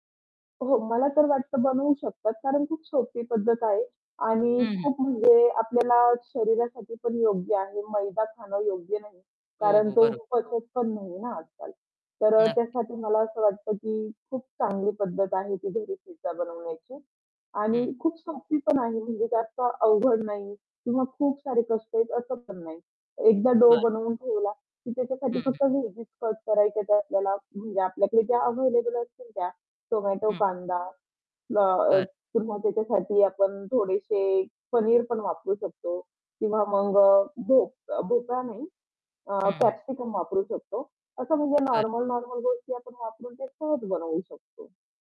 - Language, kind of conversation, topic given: Marathi, podcast, तुझ्यासाठी घरी बनवलेलं म्हणजे नेमकं काय असतं?
- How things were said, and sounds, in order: static; distorted speech; other background noise; tapping; in English: "डो"